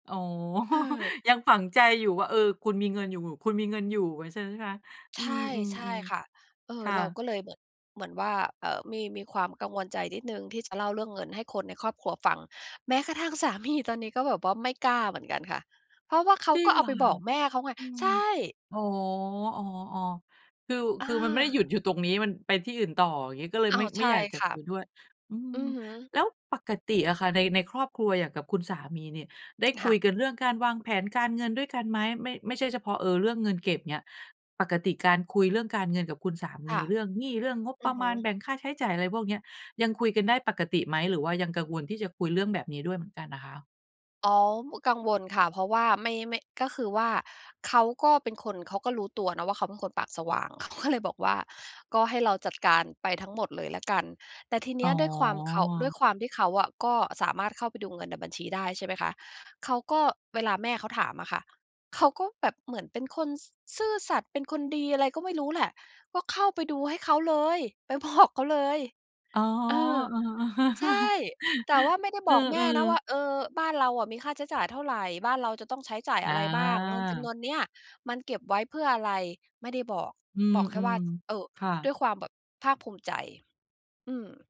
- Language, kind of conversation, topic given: Thai, advice, จะเริ่มคุยเรื่องการเงินกับคนในครอบครัวยังไงดีเมื่อฉันรู้สึกกังวลมาก?
- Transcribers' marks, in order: chuckle; laughing while speaking: "มี"; laughing while speaking: "บอก"; laughing while speaking: "เออ"; chuckle